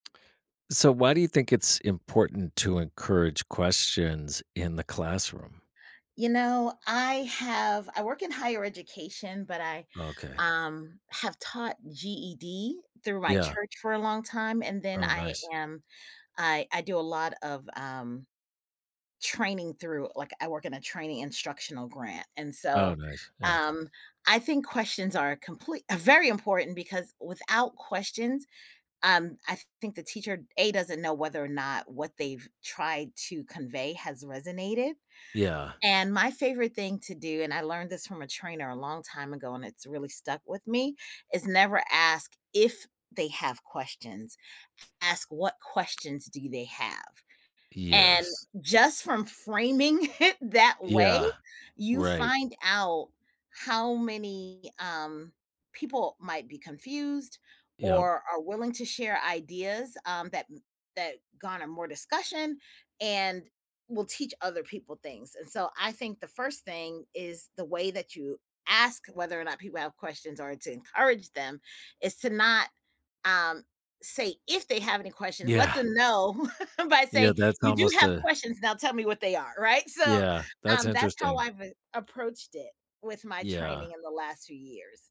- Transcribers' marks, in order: other background noise; tapping; laughing while speaking: "framing it"; stressed: "if"; chuckle
- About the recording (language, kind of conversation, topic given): English, podcast, How can encouraging questions in class help students become more curious and confident learners?